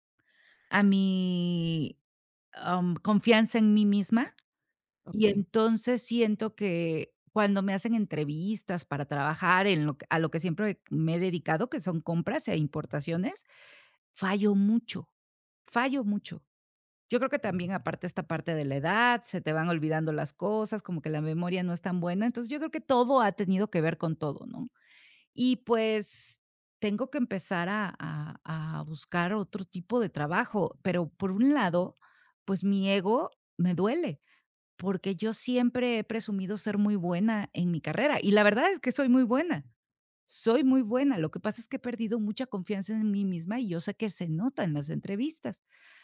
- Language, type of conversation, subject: Spanish, advice, Miedo a dejar una vida conocida
- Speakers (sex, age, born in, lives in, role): female, 50-54, Mexico, Mexico, user; male, 20-24, Mexico, Mexico, advisor
- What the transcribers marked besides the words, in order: tapping; other background noise